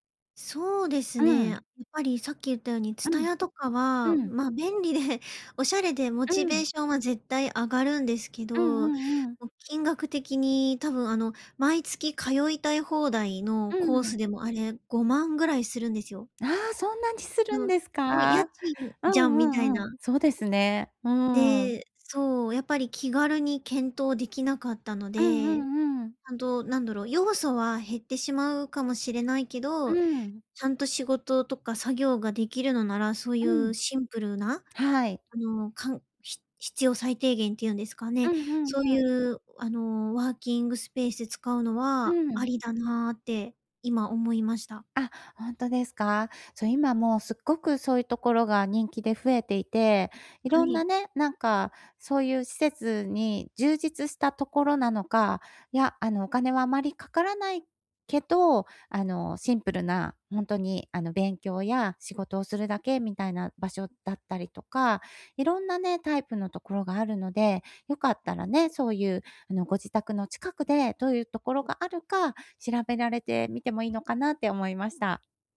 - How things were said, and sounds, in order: other background noise
- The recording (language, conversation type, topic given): Japanese, advice, 環境を変えることで創造性をどう刺激できますか？